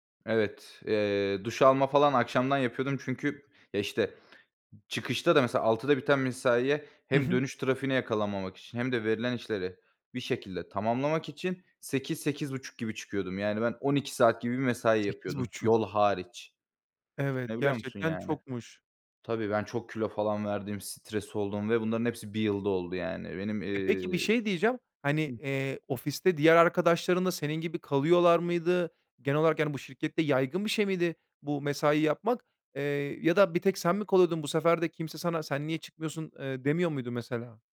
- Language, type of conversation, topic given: Turkish, podcast, İş ve özel hayat arasında dengeyi hayatında nasıl sağlıyorsun?
- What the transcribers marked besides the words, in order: none